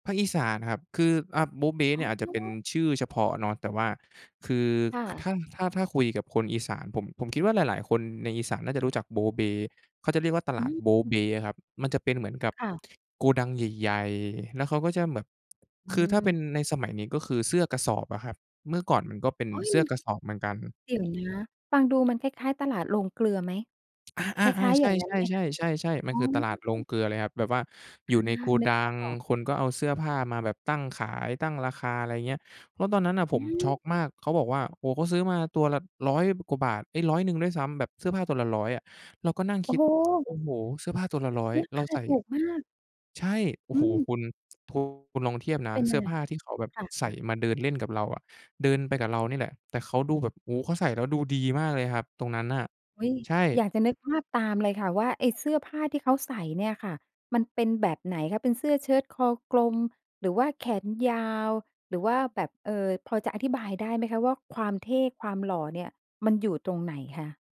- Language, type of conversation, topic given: Thai, podcast, มีเคล็ดลับแต่งตัวยังไงให้ดูแพงแบบประหยัดไหม?
- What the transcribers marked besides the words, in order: other background noise; unintelligible speech